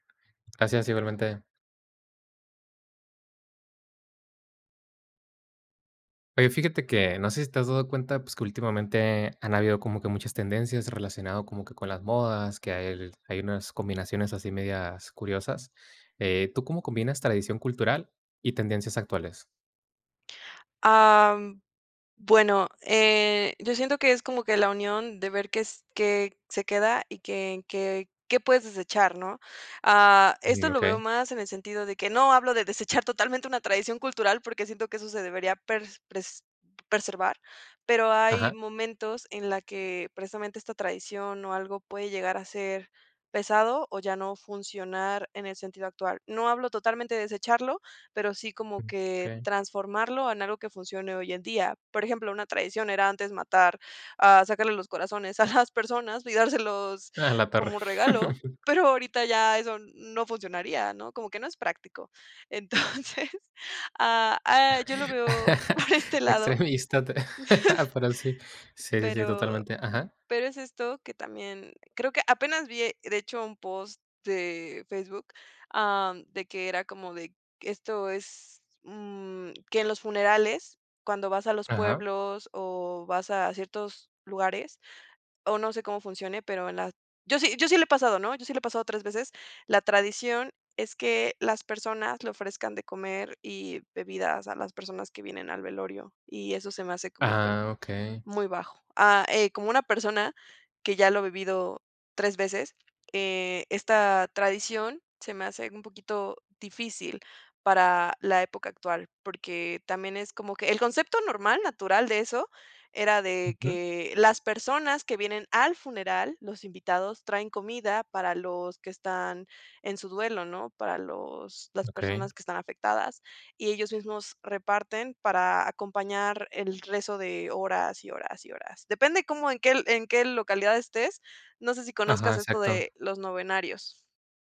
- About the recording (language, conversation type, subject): Spanish, podcast, ¿Cómo combinas la tradición cultural con las tendencias actuales?
- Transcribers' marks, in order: other background noise; "preservar" said as "perservar"; chuckle; laughing while speaking: "Extremista, pero sí"; laughing while speaking: "Entonces"; laughing while speaking: "por este lado"